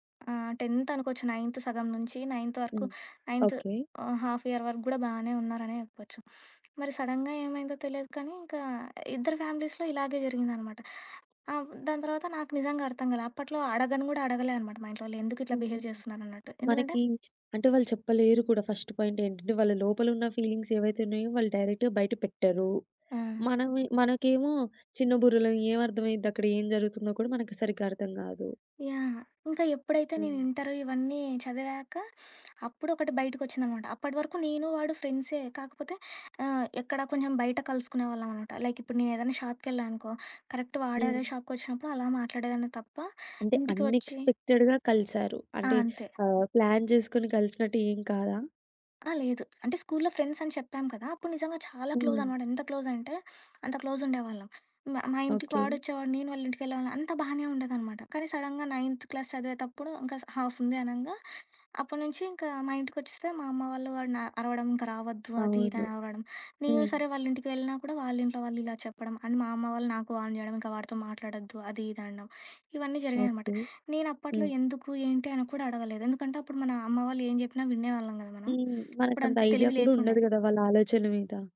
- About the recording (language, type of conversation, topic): Telugu, podcast, సామాజిక ఒత్తిడి మరియు మీ అంతరాత్మ చెప్పే మాటల మధ్య మీరు ఎలా సమతుల్యం సాధిస్తారు?
- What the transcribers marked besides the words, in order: other background noise; in English: "టెన్త్"; in English: "నైన్త్"; in English: "నైన్త్"; in English: "నైన్త్"; in English: "హాఫ్ ఇయర్"; sniff; tapping; in English: "సడెన్‌గా"; in English: "ఫ్యామిలీస్‌లో"; in English: "బిహేవ్"; in English: "ఫస్ట్ పాయింట్"; in English: "ఫీలింగ్స్"; in English: "డైరెక్ట్‌గా"; sniff; in English: "లైక్"; in English: "కరెక్ట్"; in English: "అన్‌ఎక్స్‌పెక్టెడ్‌గా"; in English: "ప్లాన్"; in English: "ఫ్రెండ్స్"; sniff; in English: "సడెన్‌గా నైన్త్ క్లాస్"; in English: "హాఫ్"; in English: "అండ్"; in English: "వార్న్"; sniff